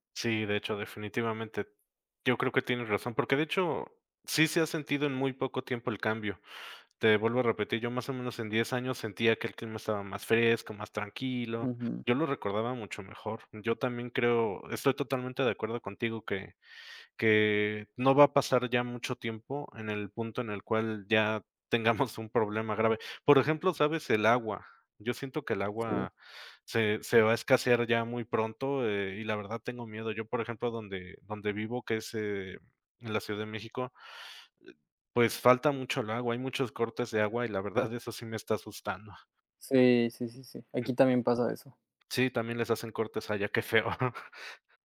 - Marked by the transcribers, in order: other background noise; other noise; tapping; chuckle
- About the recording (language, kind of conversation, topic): Spanish, unstructured, ¿Por qué crees que es importante cuidar el medio ambiente?
- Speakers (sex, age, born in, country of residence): male, 25-29, Mexico, Mexico; male, 35-39, Mexico, Mexico